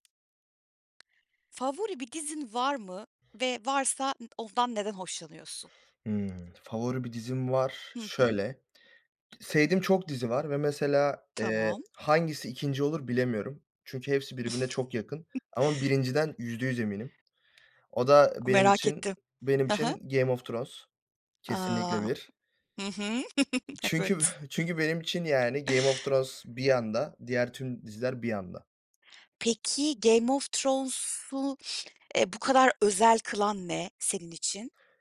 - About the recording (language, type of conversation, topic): Turkish, podcast, Favori dizini bu kadar çok sevmene neden olan şey ne?
- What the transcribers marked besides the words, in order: other background noise; tapping; chuckle; chuckle